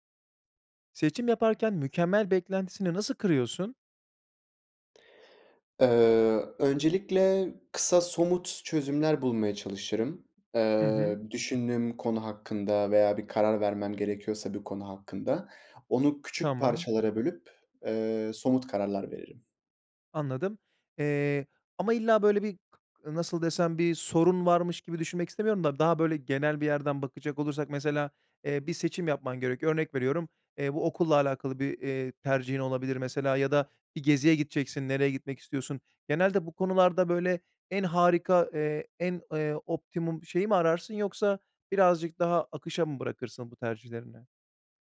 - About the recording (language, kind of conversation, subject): Turkish, podcast, Seçim yaparken 'mükemmel' beklentisini nasıl kırarsın?
- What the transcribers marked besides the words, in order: none